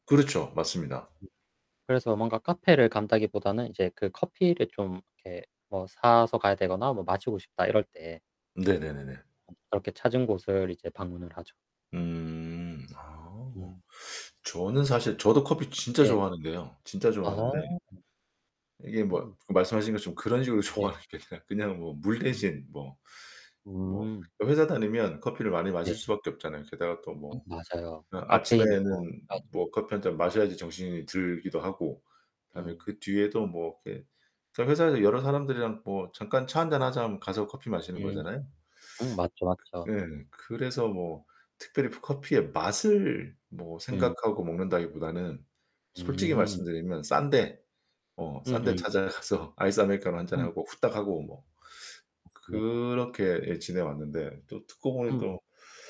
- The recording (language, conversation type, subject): Korean, unstructured, 새로운 것을 배울 때 가장 신나는 순간은 언제인가요?
- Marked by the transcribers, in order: static; other background noise; distorted speech; tapping; laughing while speaking: "좋아하는 게 아니라"; unintelligible speech; laughing while speaking: "찾아가서"